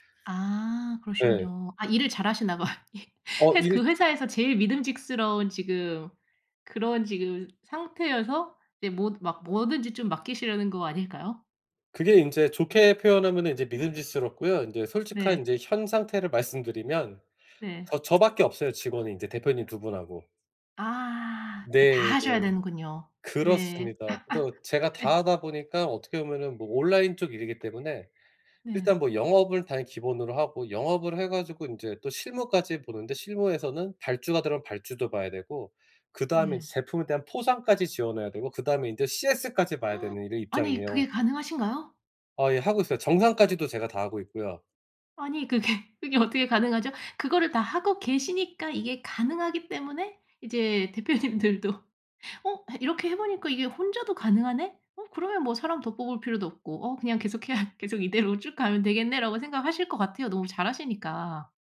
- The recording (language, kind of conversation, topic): Korean, advice, 언제 직업을 바꾸는 것이 적기인지 어떻게 판단해야 하나요?
- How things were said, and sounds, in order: laughing while speaking: "봐요. 예"; laugh; other background noise; gasp; laughing while speaking: "그게"; laughing while speaking: "대표님들도"; laughing while speaking: "계속해야"